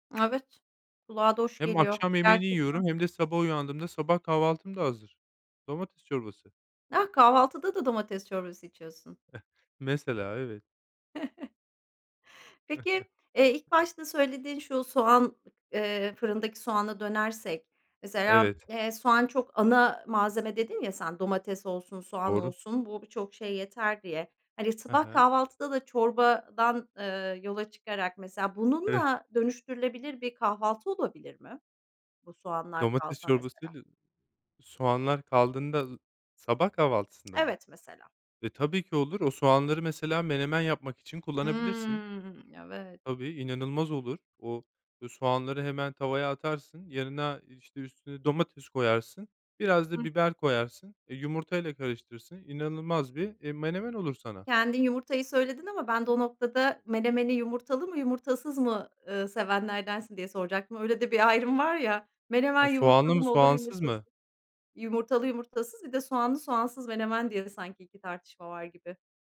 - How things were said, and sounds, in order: chuckle; unintelligible speech; other background noise
- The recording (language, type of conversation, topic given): Turkish, podcast, Uygun bütçeyle lezzetli yemekler nasıl hazırlanır?